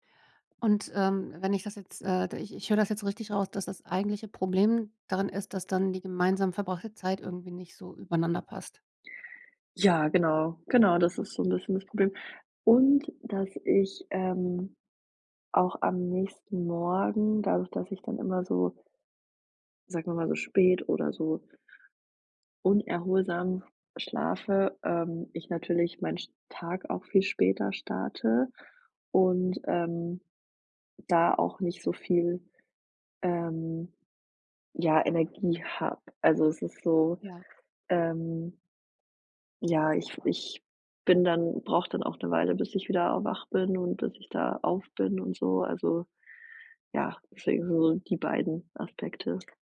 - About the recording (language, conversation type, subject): German, advice, Wie kann ich meine Abendroutine so gestalten, dass ich zur Ruhe komme und erholsam schlafe?
- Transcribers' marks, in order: other background noise; tapping